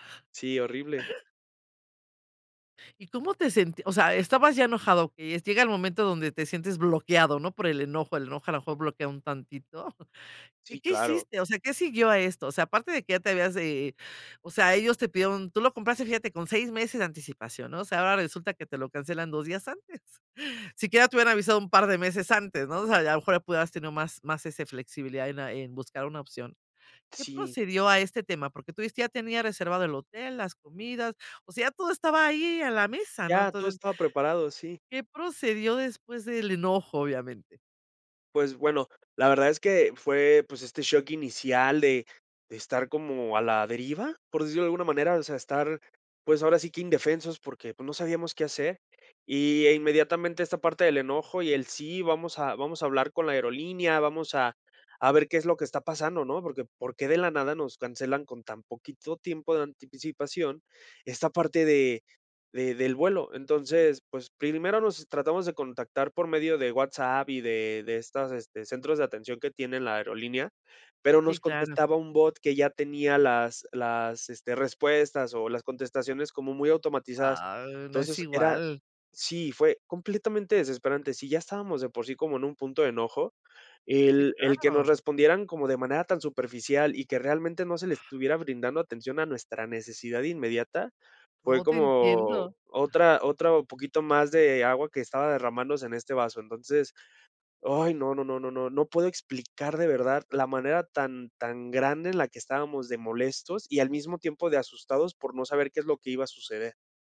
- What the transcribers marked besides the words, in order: gasp; chuckle; put-on voice: "Ah, no es igual"; other noise
- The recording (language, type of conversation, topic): Spanish, podcast, ¿Alguna vez te cancelaron un vuelo y cómo lo manejaste?